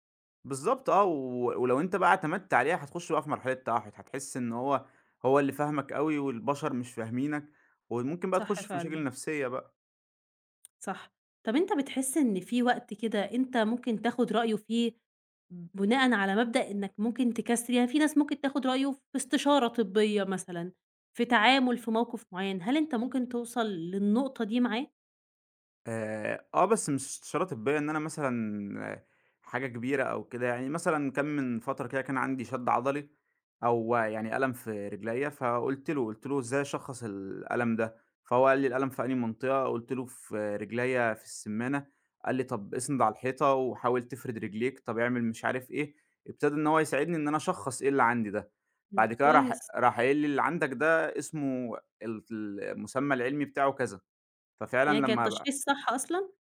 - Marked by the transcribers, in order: tapping; unintelligible speech
- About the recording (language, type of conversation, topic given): Arabic, podcast, إزاي بتحط حدود للذكاء الاصطناعي في حياتك اليومية؟